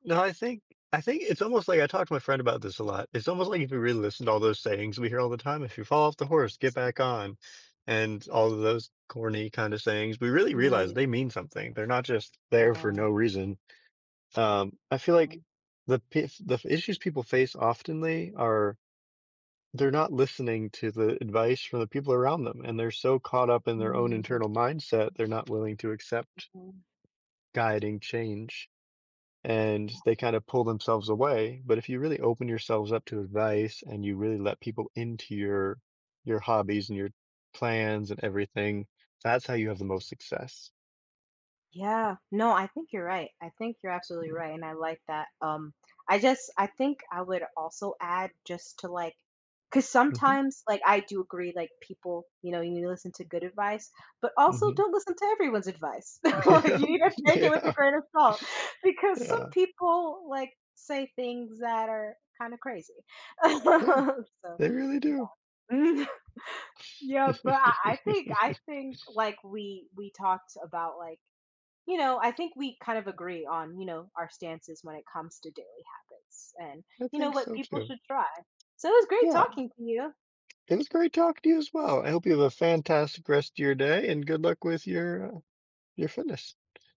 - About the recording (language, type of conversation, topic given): English, unstructured, How can small daily habits make a difference in our lives?
- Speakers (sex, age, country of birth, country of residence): female, 30-34, United States, United States; male, 30-34, United States, United States
- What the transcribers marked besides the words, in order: other background noise; tapping; other noise; laughing while speaking: "Yep, yeah"; laughing while speaking: "Like, you need to take it with a grain of salt"; laugh; chuckle